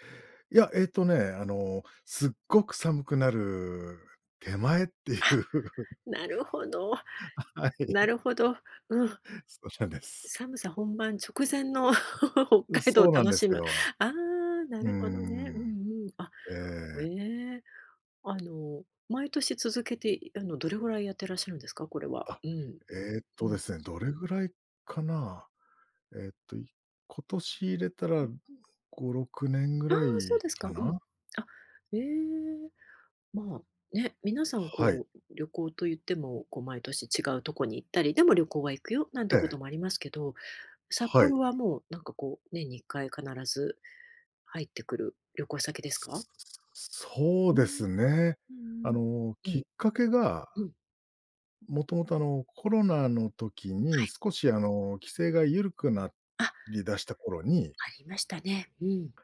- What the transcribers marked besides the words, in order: laughing while speaking: "言う"; laughing while speaking: "あ、はい"; laughing while speaking: "そうなんです"; giggle; laughing while speaking: "北海道を楽しむ"; unintelligible speech
- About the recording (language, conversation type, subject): Japanese, podcast, 毎年恒例の旅行やお出かけの習慣はありますか？